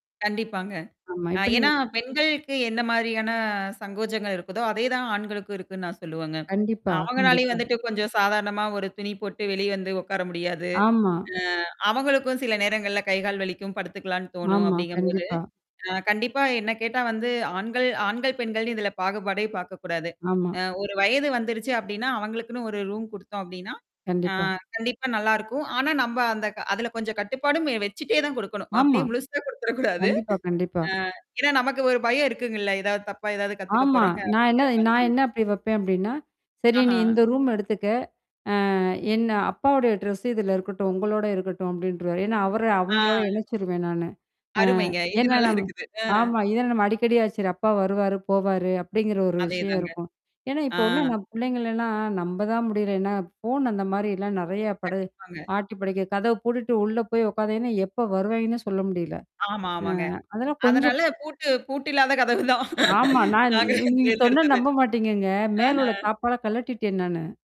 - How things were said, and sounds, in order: static; laughing while speaking: "கொடுத்துற கூடாது"; distorted speech; tapping; laughing while speaking: "இருக்குது"; laughing while speaking: "இல்லாத கதவு தான், நாங்க தேர்ந்தெடுத்தது"; other background noise
- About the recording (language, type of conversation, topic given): Tamil, podcast, வீட்டில் ஒவ்வொருவருக்கும் தனிப்பட்ட இடம் இருக்க வேண்டுமா?